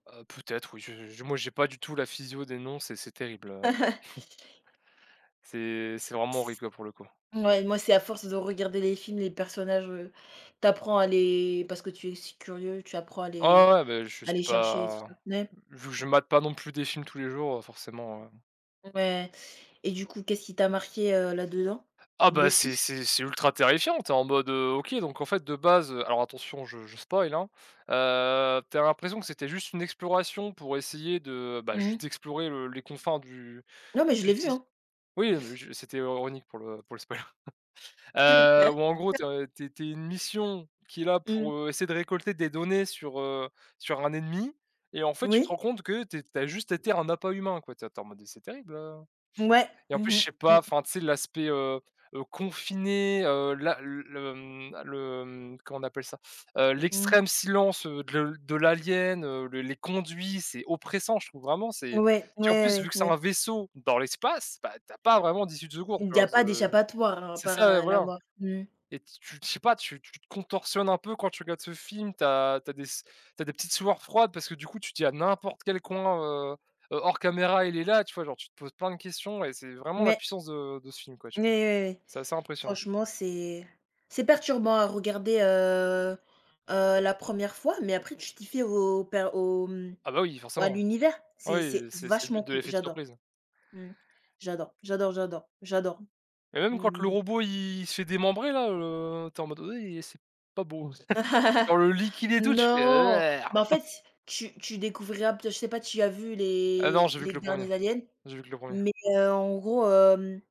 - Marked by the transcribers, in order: chuckle; unintelligible speech; in English: "spoil"; blowing; in English: "spoil"; laugh; stressed: "ennemi"; stressed: "confiné"; stressed: "vaisseau"; stressed: "l'espace"; unintelligible speech; stressed: "perturbant"; laugh; unintelligible speech; chuckle
- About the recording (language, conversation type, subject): French, unstructured, Comment un film peut-il changer ta vision du monde ?